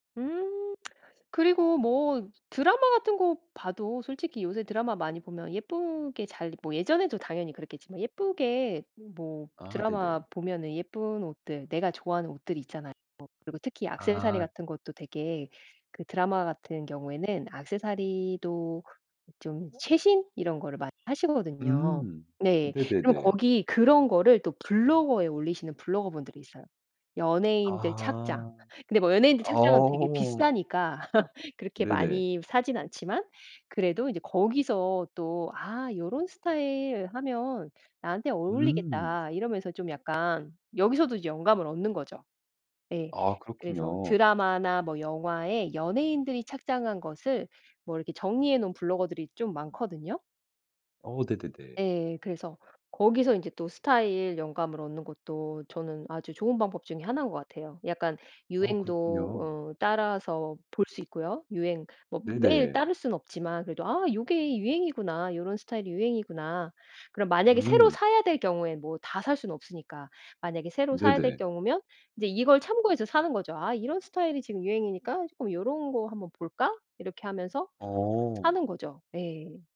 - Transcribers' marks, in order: lip smack; laugh; other background noise
- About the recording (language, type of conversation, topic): Korean, podcast, 스타일 영감은 보통 어디서 얻나요?